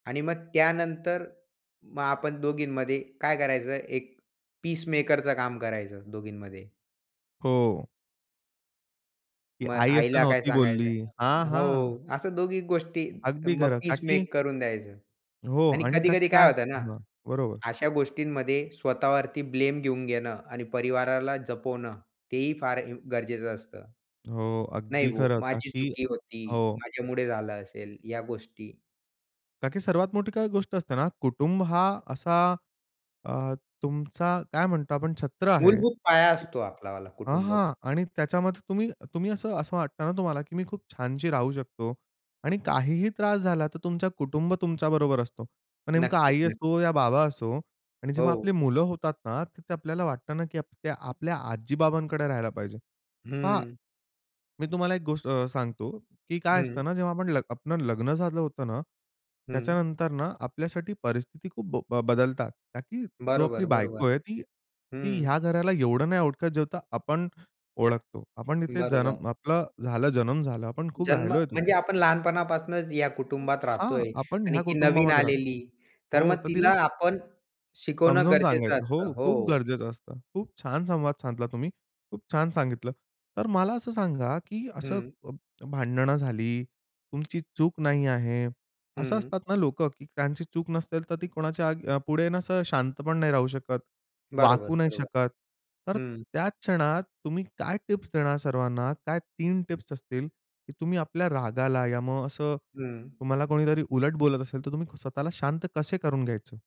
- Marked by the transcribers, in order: in English: "पीसमेकरचं"; in English: "पीस मेक"; other noise; other background noise; tapping
- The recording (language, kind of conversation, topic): Marathi, podcast, तात्पुरते शांत होऊन नंतर बोलणं किती फायदेशीर असतं?
- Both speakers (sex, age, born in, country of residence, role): male, 20-24, India, India, guest; male, 25-29, India, India, host